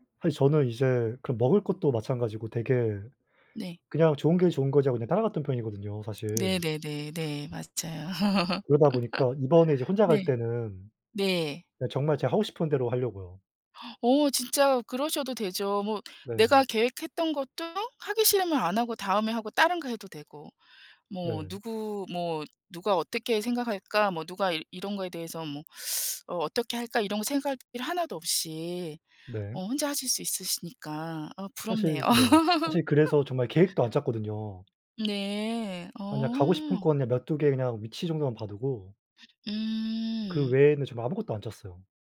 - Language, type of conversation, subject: Korean, unstructured, 친구와 여행을 갈 때 의견 충돌이 생기면 어떻게 해결하시나요?
- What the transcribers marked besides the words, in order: other background noise; laugh; gasp; tapping; teeth sucking; laugh